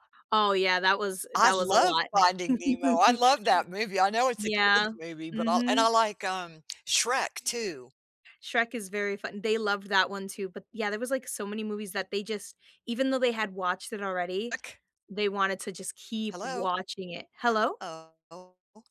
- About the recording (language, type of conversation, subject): English, unstructured, What does your perfect movie-night ritual look like?
- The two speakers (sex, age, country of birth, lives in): female, 30-34, United States, United States; female, 60-64, United States, United States
- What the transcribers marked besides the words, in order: laugh; tapping